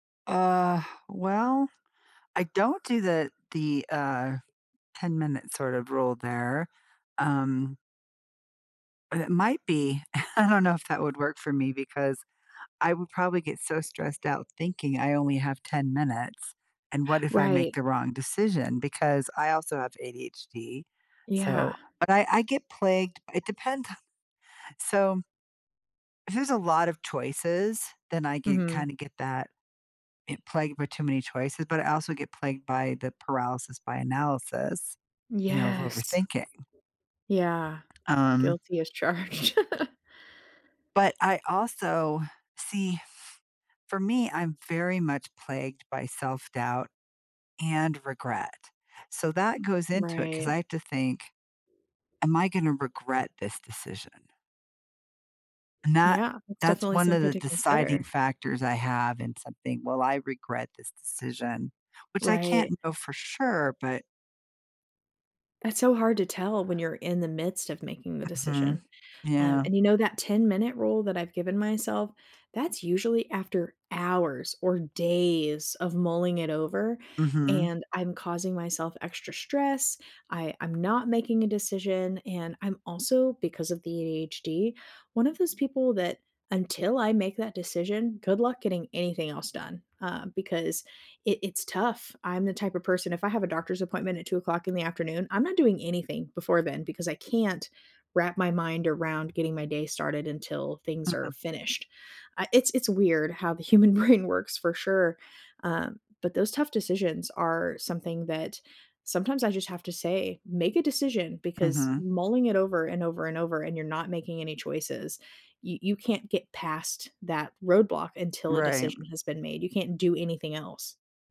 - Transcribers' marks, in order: laughing while speaking: "I"; chuckle; tapping; laughing while speaking: "charged"; chuckle; stressed: "hours"; stressed: "days"; laughing while speaking: "human brain"
- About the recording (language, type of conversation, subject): English, unstructured, Which voice in my head should I trust for a tough decision?